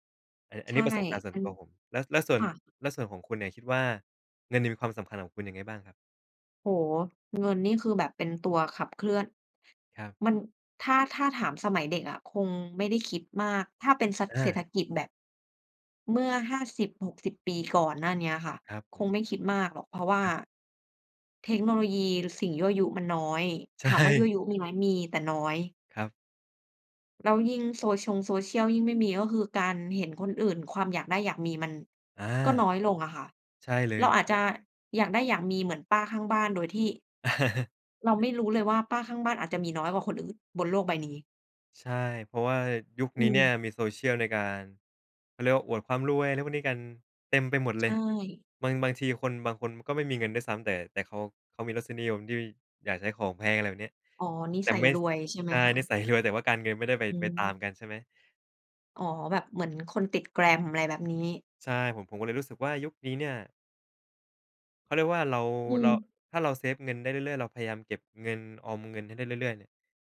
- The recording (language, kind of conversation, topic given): Thai, unstructured, เงินมีความสำคัญกับชีวิตคุณอย่างไรบ้าง?
- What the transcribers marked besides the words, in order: laughing while speaking: "ใช่"; chuckle; other background noise